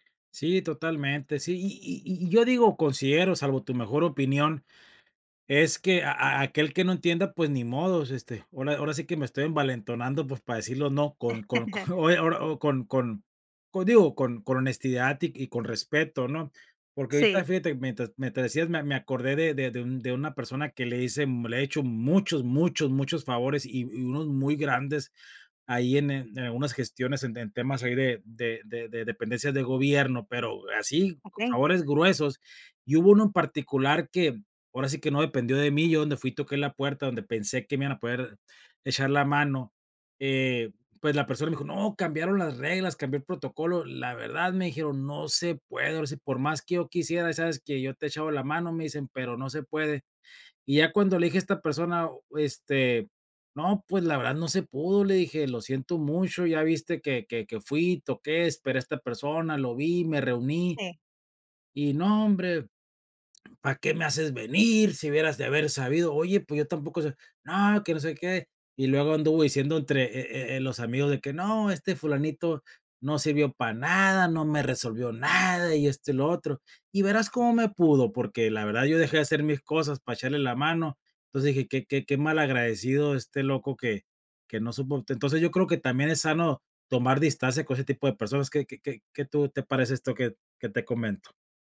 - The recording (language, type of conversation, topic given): Spanish, advice, ¿En qué situaciones te cuesta decir "no" y poner límites personales?
- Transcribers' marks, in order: laugh